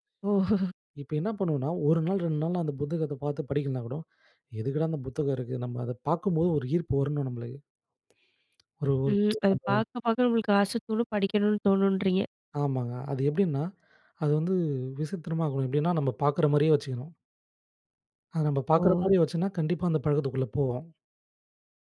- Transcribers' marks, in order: laughing while speaking: "ஓஹோஹ!"; inhale; inhale; tsk
- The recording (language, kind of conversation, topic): Tamil, podcast, மாறாத பழக்கத்தை மாற்ற ஆசை வந்தா ஆரம்பம் எப்படி?